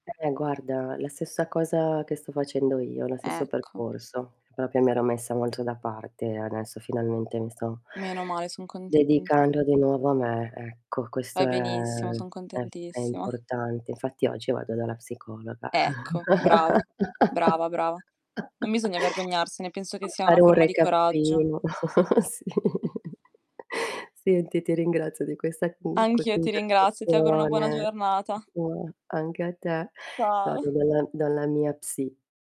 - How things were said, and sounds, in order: distorted speech; tapping; "proprio" said as "propio"; other background noise; laugh; static; chuckle; laughing while speaking: "sì"; chuckle; unintelligible speech
- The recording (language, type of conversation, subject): Italian, unstructured, Quale attività ti fa sentire davvero te stesso?